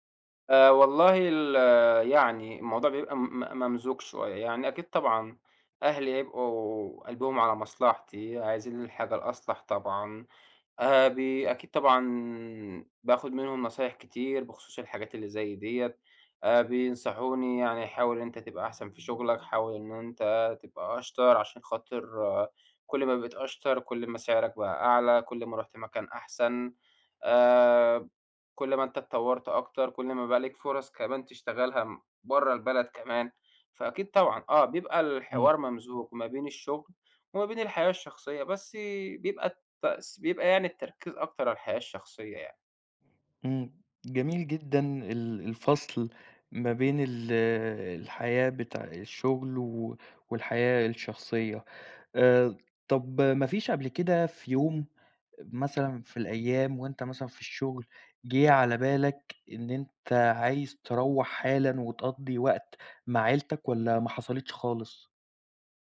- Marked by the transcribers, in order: other background noise
- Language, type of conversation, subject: Arabic, podcast, إزاي بتوازن بين الشغل وحياتك الشخصية؟